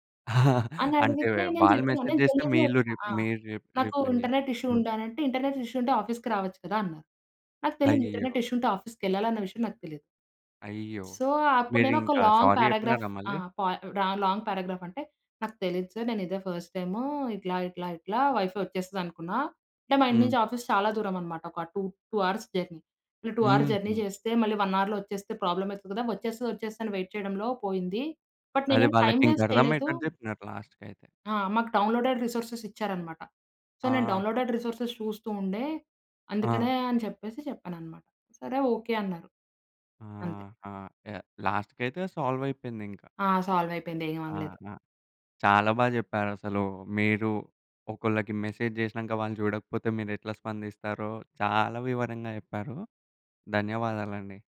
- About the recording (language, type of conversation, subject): Telugu, podcast, ఒకరు మీ సందేశాన్ని చూసి కూడా వెంటనే జవాబు ఇవ్వకపోతే మీరు ఎలా భావిస్తారు?
- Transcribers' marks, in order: chuckle; in English: "జెన్యూన్‌గా"; in English: "రి రిప్లై"; in English: "ఇంటర్నెట్ ఇష్యూ"; in English: "ఇంటర్నెట్ ఇష్యూ"; in English: "ఆఫీస్‌కి"; in English: "ఇంటర్నెట్ ఇష్యూ"; in English: "ఆఫీస్‌కెళ్ళాలన్న"; in English: "సో"; in English: "సారీ"; in English: "లాంగ్ పారాగ్రాఫ్"; in English: "లాంగ్"; in English: "ఫస్ట్"; in English: "వైఫై"; in English: "ఆఫీస్"; in English: "టూ టూ అవర్స్ జర్నీ"; in English: "టూ అవర్స్ జర్నీ"; in English: "వన్ అవర్‌లో"; in English: "వెయిట్"; in English: "బట్"; in English: "వేస్ట్"; in English: "లాస్ట్‌కయితే"; in English: "డౌన్‌లోడెడ్"; in English: "సో"; in English: "డౌన్‌లోడెడ్ రిసోర్సెస్"; in English: "యాహ్! లాస్ట్‌కయితే"; in English: "మెసేజ్"